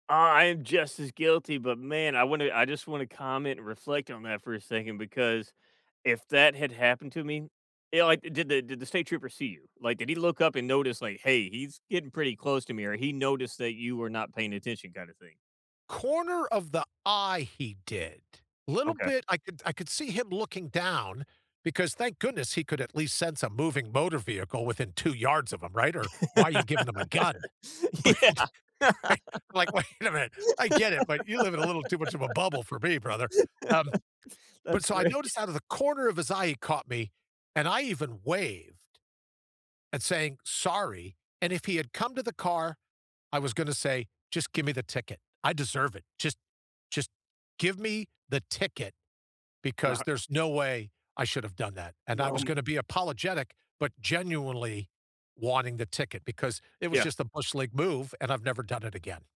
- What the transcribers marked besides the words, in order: laugh; laughing while speaking: "Yeah that's great"; stressed: "gun"; laugh; laughing while speaking: "but, right like, wait a minute"; tapping; other noise
- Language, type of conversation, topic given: English, unstructured, How do you feel about people who text while driving?
- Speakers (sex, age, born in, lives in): male, 40-44, United States, United States; male, 65-69, United States, United States